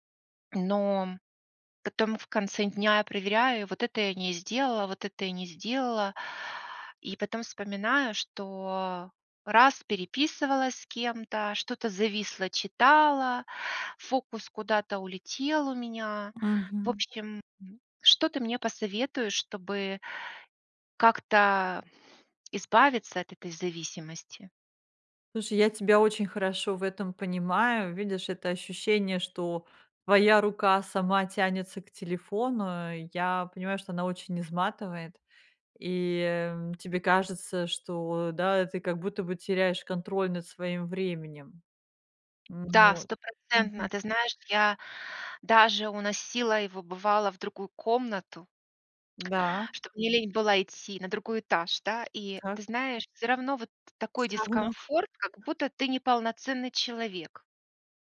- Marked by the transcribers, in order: other background noise; tapping
- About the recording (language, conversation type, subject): Russian, advice, Как перестать проверять телефон по несколько раз в час?